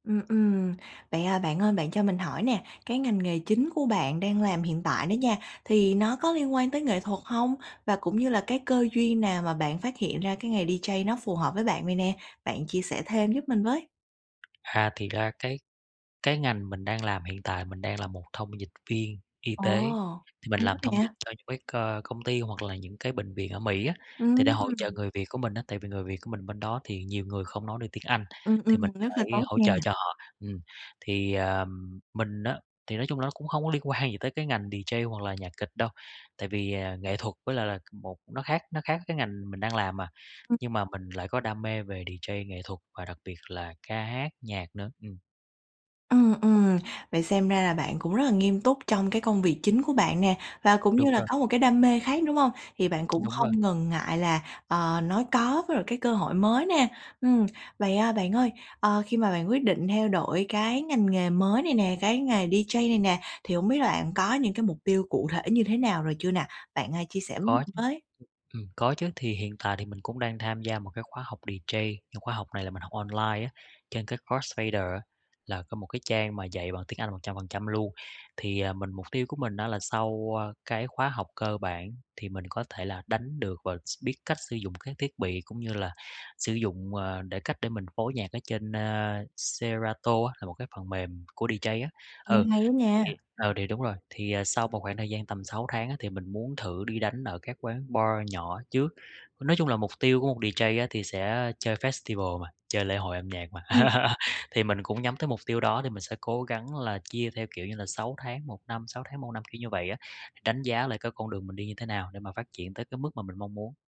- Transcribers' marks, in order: in English: "D-J"; tapping; laughing while speaking: "hông có"; in English: "D-J"; in English: "D-J"; in English: "D-J"; in English: "D-J"; in English: "D-J"; in English: "D-J"; in English: "festival"; laugh
- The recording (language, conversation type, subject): Vietnamese, advice, Làm thế nào để nói chuyện với gia đình khi họ phê bình quyết định chọn nghề hoặc việc học của bạn?